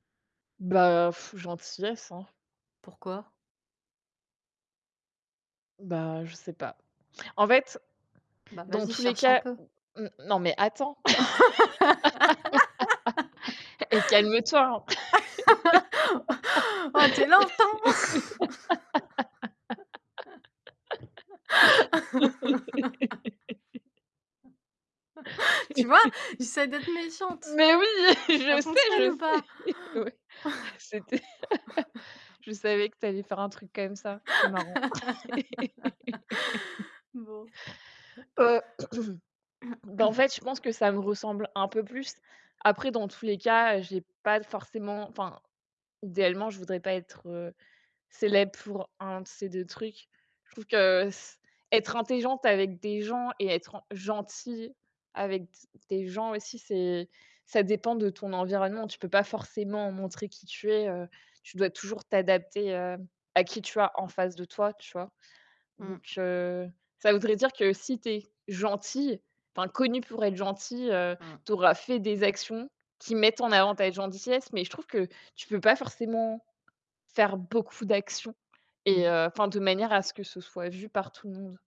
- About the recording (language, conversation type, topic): French, unstructured, Préférez-vous être célèbre pour votre intelligence ou pour votre gentillesse ?
- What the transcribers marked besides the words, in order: sigh; laugh; laugh; laugh; laugh; laugh; laughing while speaking: "Mais oui ! Je sais, je sais, oui"; stressed: "méchante"; chuckle; laugh; distorted speech; laugh; chuckle; throat clearing; tapping